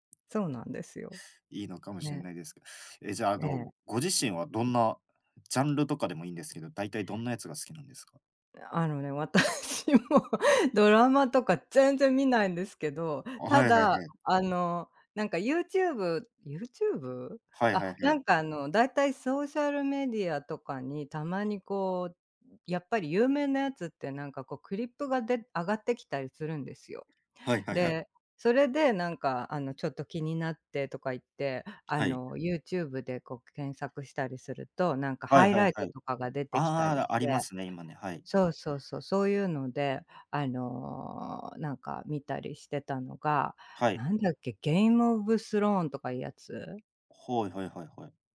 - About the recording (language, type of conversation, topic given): Japanese, unstructured, 最近見たドラマで、特に面白かった作品は何ですか？
- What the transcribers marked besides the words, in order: tapping; laughing while speaking: "私も"; other background noise; other noise